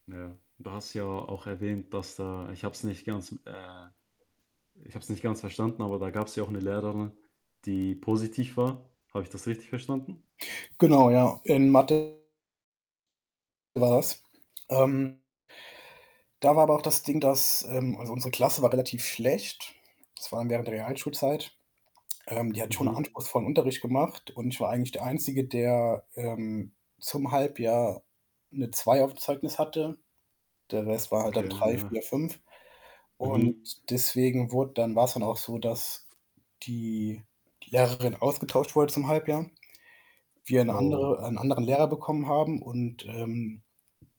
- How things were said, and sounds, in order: distorted speech; static; other background noise; tapping
- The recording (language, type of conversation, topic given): German, podcast, Wie sah deine Schulzeit wirklich aus?
- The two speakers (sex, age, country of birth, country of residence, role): male, 20-24, Germany, Germany, host; male, 25-29, Germany, Germany, guest